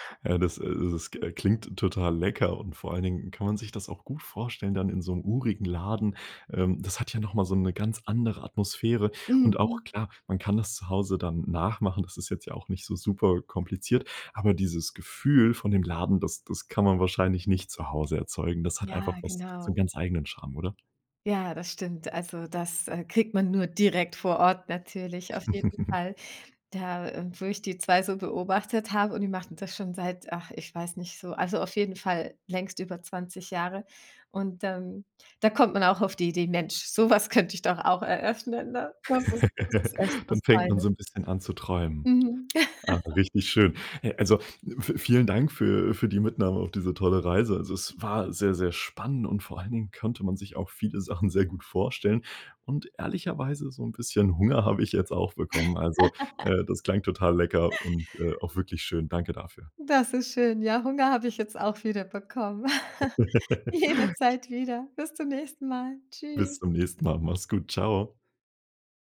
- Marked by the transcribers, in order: chuckle; laugh; giggle; laugh; giggle; laughing while speaking: "Jederzeit"
- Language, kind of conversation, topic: German, podcast, Wie beeinflussen Reisen deinen Geschmackssinn?